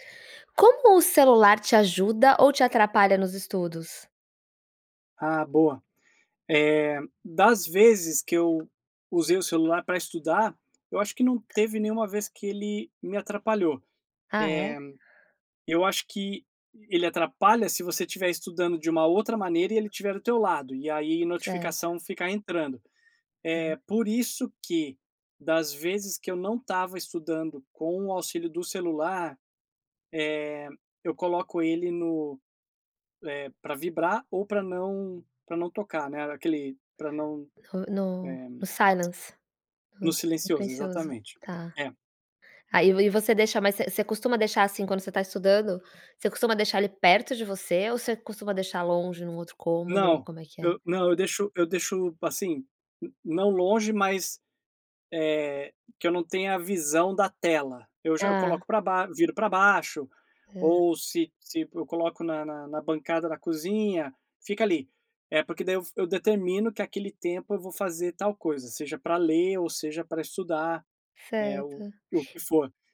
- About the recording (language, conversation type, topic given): Portuguese, podcast, Como o celular te ajuda ou te atrapalha nos estudos?
- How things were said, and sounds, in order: in English: "silence"; tongue click; tapping